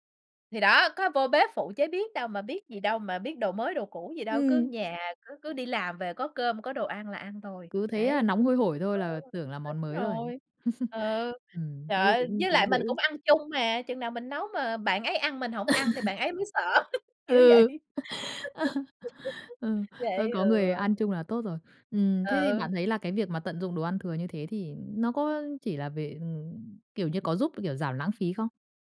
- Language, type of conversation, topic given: Vietnamese, podcast, Làm sao để biến thức ăn thừa thành món mới ngon?
- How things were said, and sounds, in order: other background noise; tapping; laugh; laugh; laugh; laughing while speaking: "vậy"; laugh